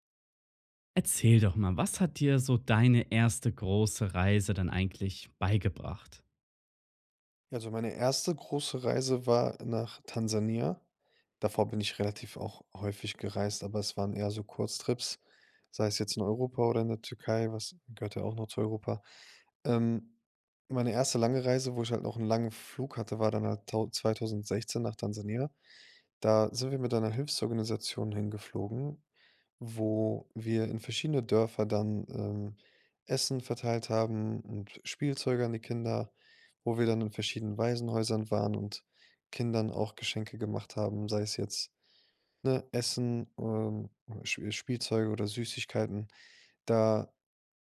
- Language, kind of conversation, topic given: German, podcast, Was hat dir deine erste große Reise beigebracht?
- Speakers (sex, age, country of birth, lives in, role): male, 25-29, Germany, Germany, guest; male, 25-29, Germany, Germany, host
- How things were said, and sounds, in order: none